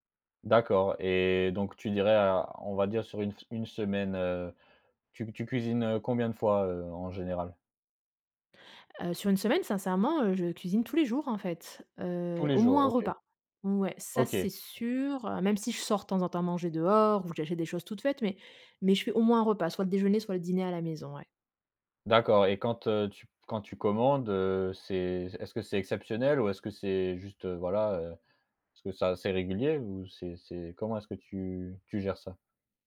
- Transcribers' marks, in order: stressed: "dehors"
- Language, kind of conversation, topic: French, podcast, Comment t’organises-tu pour cuisiner quand tu as peu de temps ?